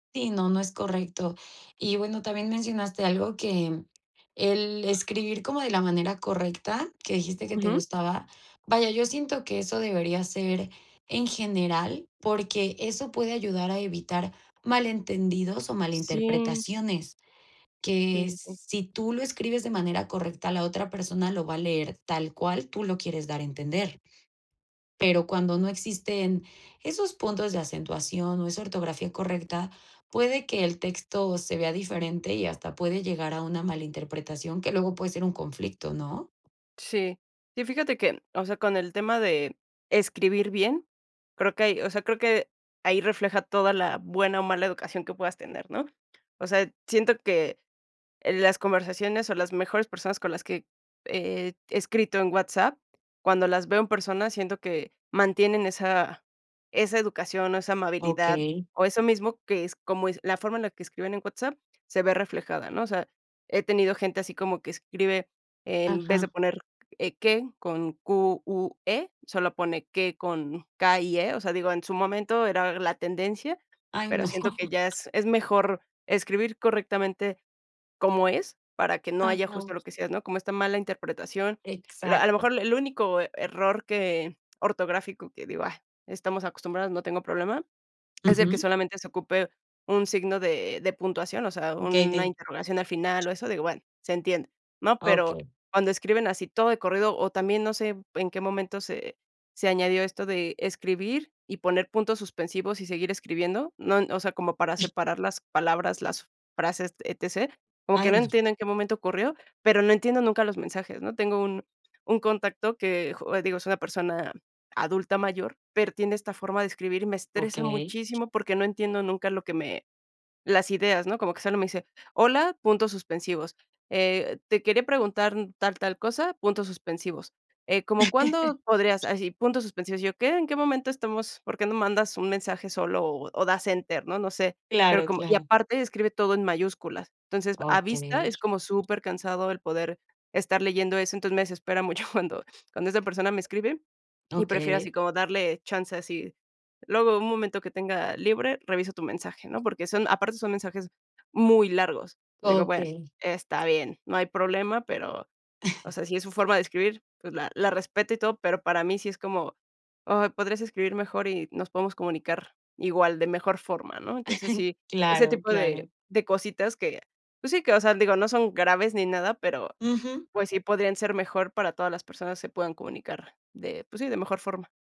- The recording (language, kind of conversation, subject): Spanish, podcast, ¿Qué consideras que es de buena educación al escribir por WhatsApp?
- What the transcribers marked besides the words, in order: laughing while speaking: "Ay, no"; other background noise; chuckle; laugh; laughing while speaking: "mucho"; chuckle; chuckle